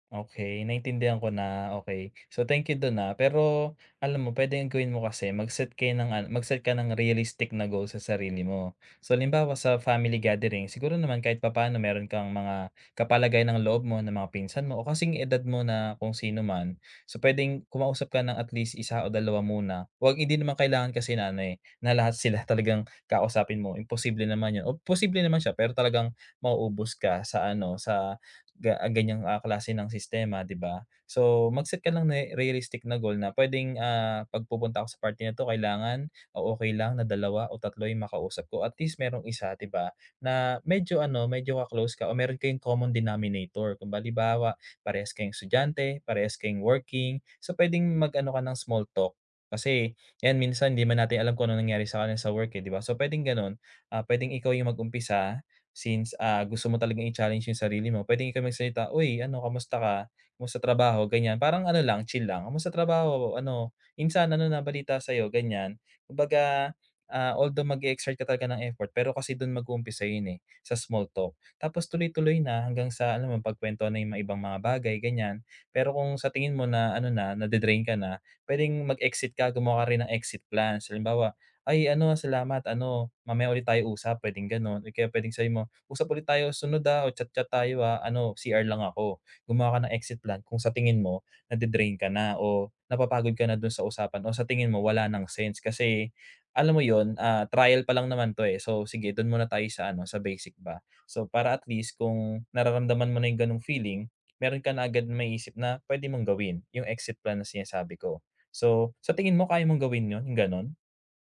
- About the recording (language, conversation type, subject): Filipino, advice, Paano ako makikisalamuha sa mga handaan nang hindi masyadong naiilang o kinakabahan?
- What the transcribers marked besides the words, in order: "halimbawa" said as "balibawa"; tapping